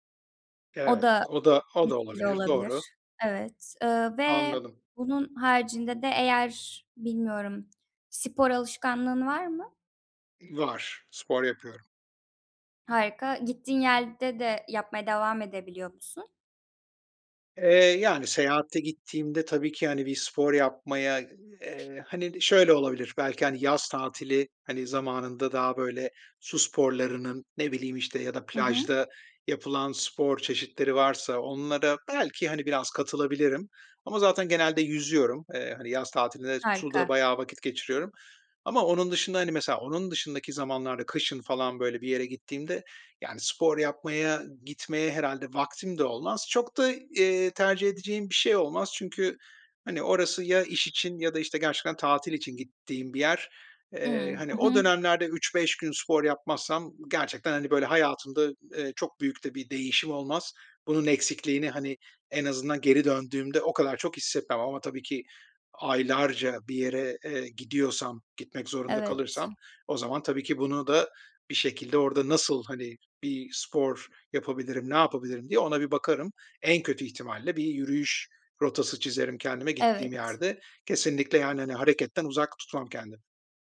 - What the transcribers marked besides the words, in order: other background noise; tapping
- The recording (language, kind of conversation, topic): Turkish, advice, Seyahat veya taşınma sırasında yaratıcı alışkanlıklarınız nasıl bozuluyor?